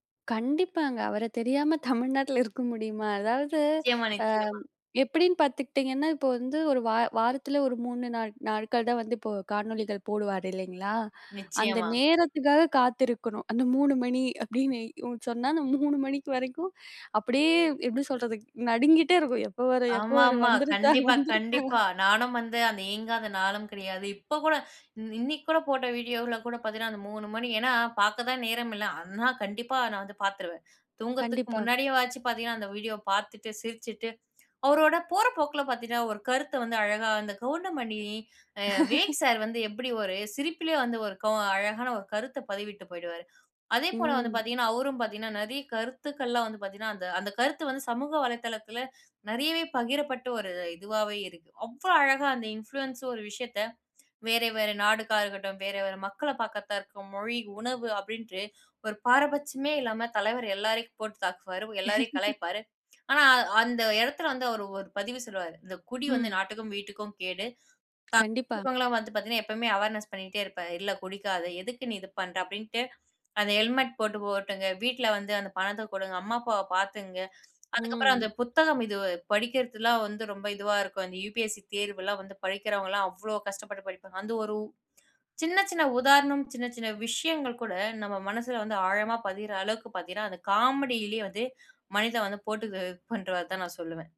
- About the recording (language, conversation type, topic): Tamil, podcast, உங்களுக்கு பிடித்த உள்ளடக்கப் படைப்பாளர் யார், அவரைப் பற்றி சொல்ல முடியுமா?
- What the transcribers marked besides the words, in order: chuckle; laughing while speaking: "வந்துருச்சா வந்துருச்சா"; laugh; in English: "இன்ஃப்ளூயன்ஸர்"; laugh; other noise; unintelligible speech; in English: "அவேர்னஸ்"; other background noise